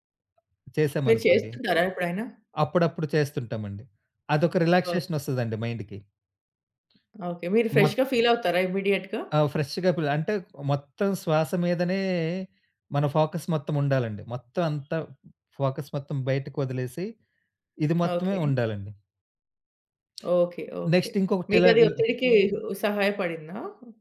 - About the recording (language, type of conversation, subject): Telugu, podcast, ఒత్తిడిని మీరు ఎలా ఎదుర్కొంటారు?
- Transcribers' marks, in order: in English: "రిలాక్సేషన్"; in English: "మైండ్‌కి"; in English: "ఫ్రెష్‌గా ఫీల్"; in English: "ఇమ్మీడియేట్‌గా?"; in English: "ఫ్రెష్‌గా"; in English: "ఫోకస్"; horn; in English: "ఫోకస్"; tapping; other background noise; in English: "నెక్స్ట్"